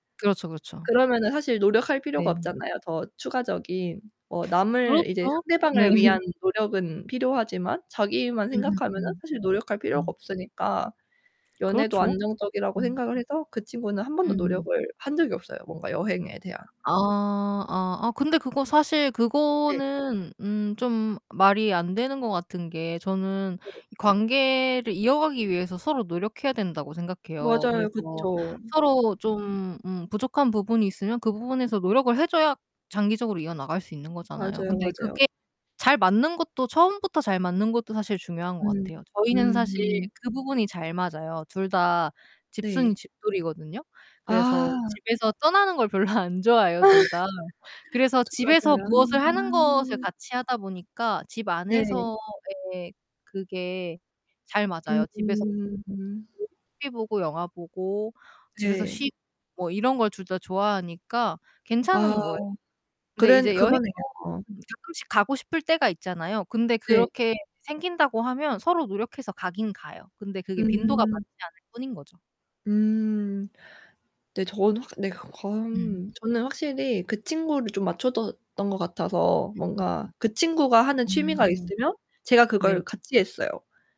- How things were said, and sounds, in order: distorted speech; other background noise; laughing while speaking: "네"; static; laughing while speaking: "별로"; laugh; unintelligible speech; unintelligible speech; tapping
- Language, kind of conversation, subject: Korean, unstructured, 연애에서 가장 중요한 가치는 무엇이라고 생각하시나요?